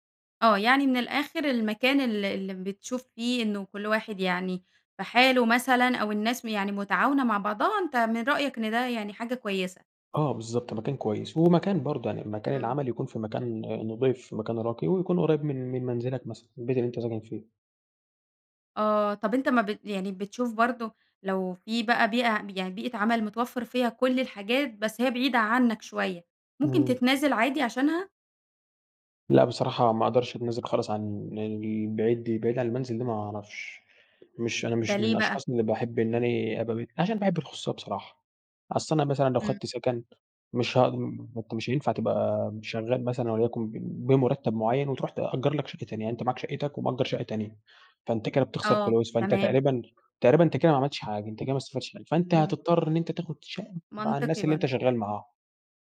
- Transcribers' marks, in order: none
- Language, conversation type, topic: Arabic, podcast, إزاي تختار بين شغفك وبين مرتب أعلى؟